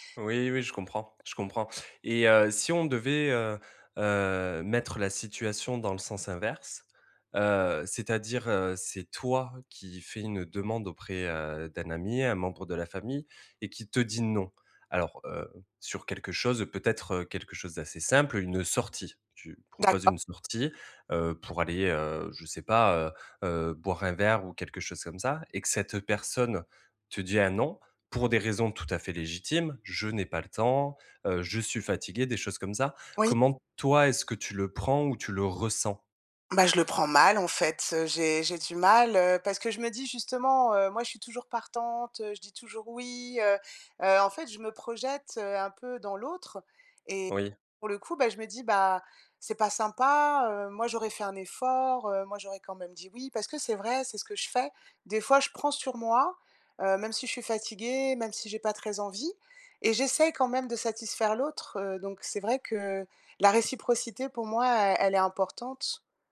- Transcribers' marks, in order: other background noise; stressed: "toi"; stressed: "non"; stressed: "sortie"; stressed: "ressens"
- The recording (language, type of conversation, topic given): French, advice, Pourquoi ai-je du mal à dire non aux demandes des autres ?